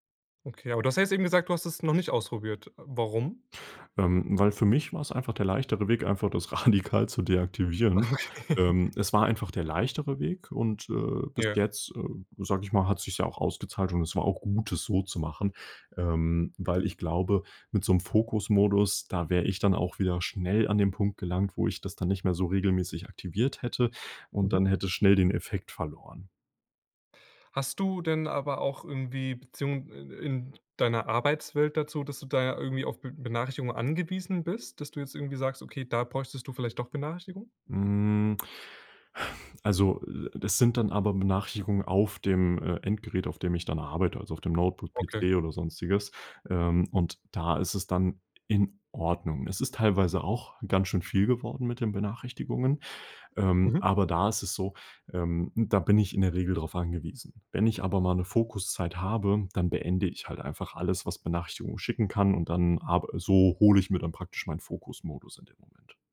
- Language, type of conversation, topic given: German, podcast, Wie gehst du mit ständigen Benachrichtigungen um?
- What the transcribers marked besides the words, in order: laughing while speaking: "radikal"; laughing while speaking: "Okay"